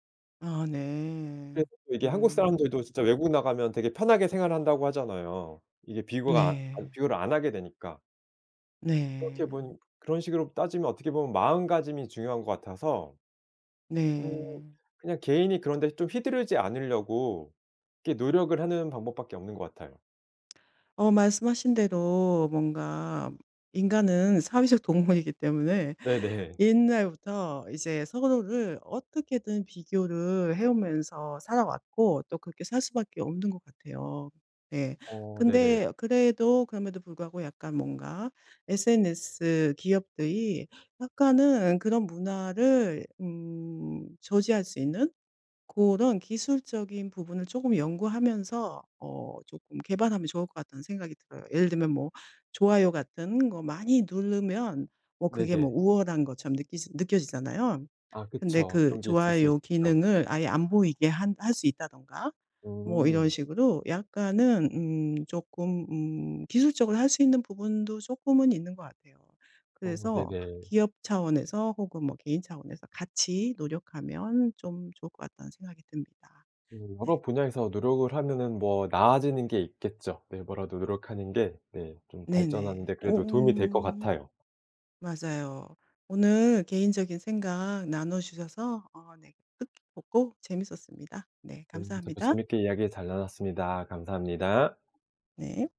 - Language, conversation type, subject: Korean, podcast, 다른 사람과의 비교를 멈추려면 어떻게 해야 할까요?
- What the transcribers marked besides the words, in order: other background noise